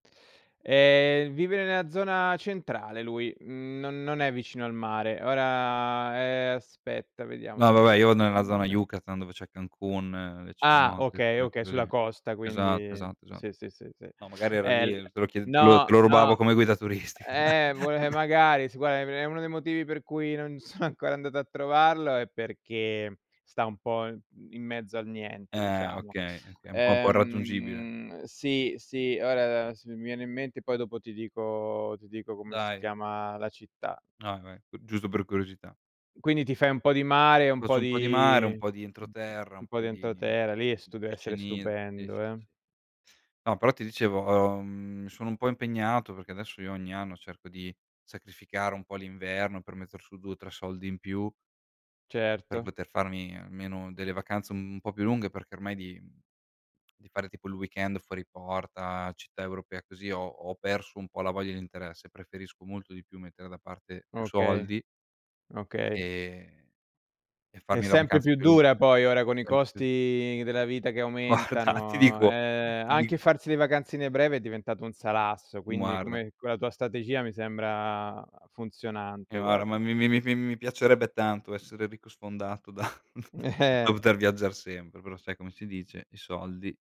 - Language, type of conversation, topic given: Italian, unstructured, Pensi che il denaro possa comprare la felicità? Perché sì o perché no?
- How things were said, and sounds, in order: drawn out: "Ora"; tapping; "guarda" said as "guara"; laughing while speaking: "turistica"; chuckle; laughing while speaking: "sono"; drawn out: "di"; unintelligible speech; other background noise; in English: "weekend"; unintelligible speech; laughing while speaking: "Guarda"; laughing while speaking: "da"; chuckle; laughing while speaking: "Eh"